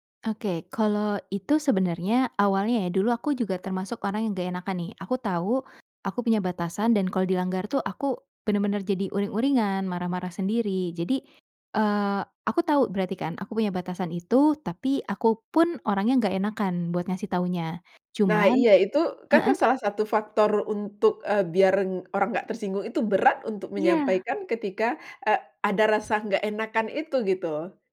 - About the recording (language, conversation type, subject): Indonesian, podcast, Bagaimana menyampaikan batasan tanpa terdengar kasar atau dingin?
- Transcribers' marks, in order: none